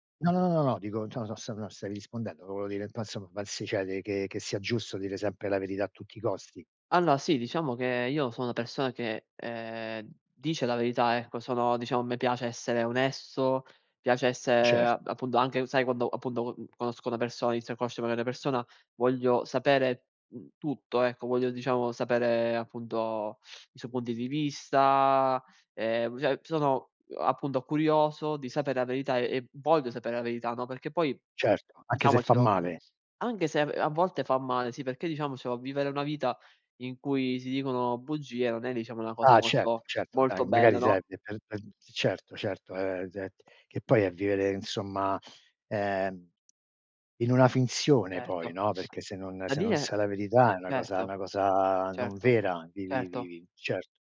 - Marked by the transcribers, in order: "cioè" said as "ciò"; unintelligible speech; "Allora" said as "alloa"; "cioè" said as "ceh"; unintelligible speech; unintelligible speech; other background noise; tapping; "dire" said as "die"; drawn out: "cosa"
- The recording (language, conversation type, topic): Italian, unstructured, Pensi che sia sempre giusto dire la verità?